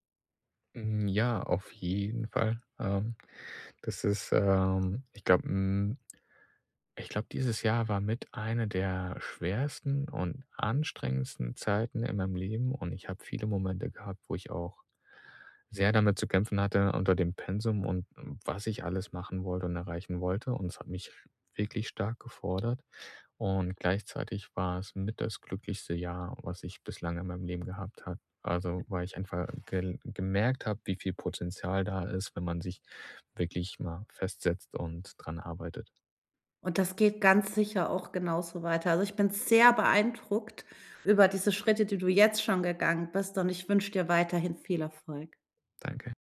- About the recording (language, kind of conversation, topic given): German, podcast, Welche kleine Entscheidung führte zu großen Veränderungen?
- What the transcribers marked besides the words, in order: other background noise